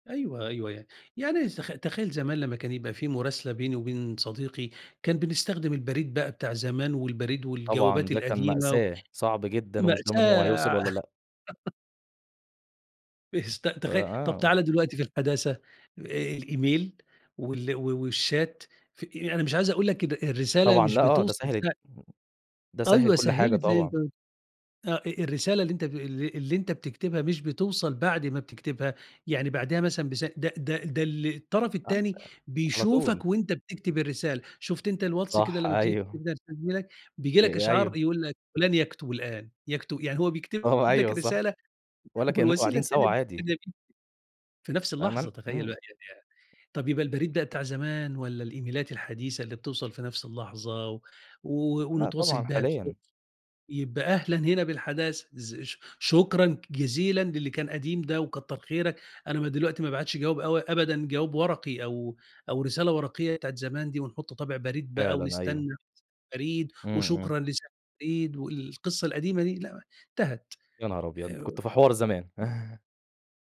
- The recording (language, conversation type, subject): Arabic, podcast, إزاي بتحافظوا على التوازن بين الحداثة والتقليد في حياتكم؟
- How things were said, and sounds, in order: other background noise; chuckle; in English: "الإيميل"; in English: "والChat"; other noise; unintelligible speech; unintelligible speech; laughing while speaking: "والوسيلة التانية"; unintelligible speech; in English: "الإيميلات"; tapping; chuckle